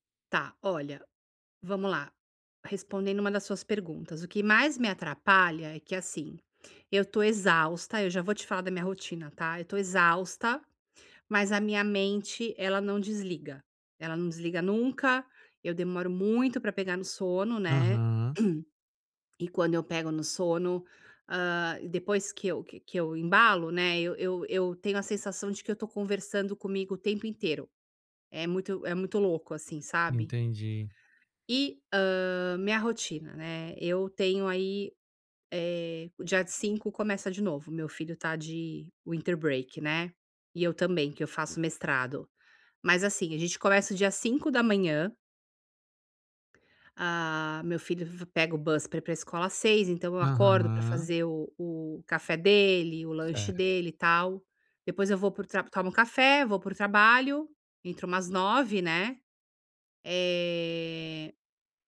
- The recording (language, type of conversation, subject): Portuguese, advice, Como posso estabelecer hábitos calmantes antes de dormir todas as noites?
- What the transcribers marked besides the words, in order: throat clearing; in English: "winter break"; in English: "bus"; tapping